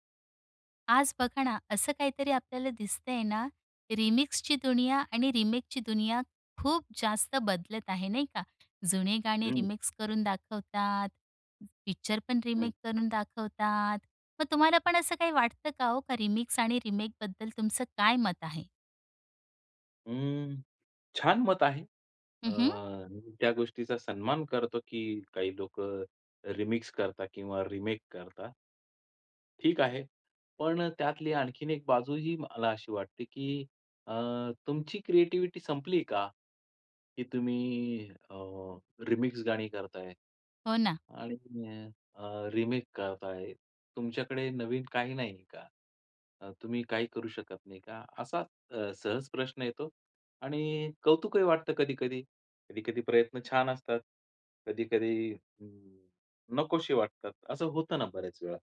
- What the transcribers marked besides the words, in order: in English: "रिमिक्सची"; in English: "रिमेकची"; in English: "रिमिक्स"; in English: "पिक्चरपण रिमेक"; in English: "रिमिक्स"; in English: "रिमेकबद्दल"; drawn out: "अं"; in English: "रिमिक्स"; in English: "रिमेक"; in English: "क्रिएटीवीटी"; in English: "रिमिक्स"; in English: "रिमेक"
- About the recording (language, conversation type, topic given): Marathi, podcast, रीमिक्स आणि रिमेकबद्दल तुमचं काय मत आहे?